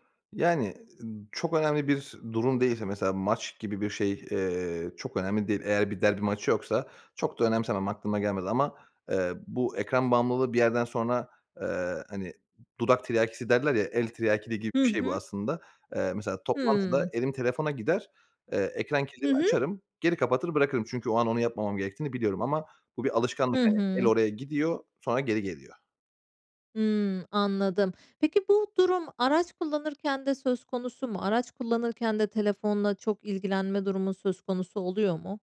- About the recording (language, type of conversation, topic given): Turkish, podcast, Ekran bağımlılığıyla baş etmek için ne yaparsın?
- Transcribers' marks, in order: none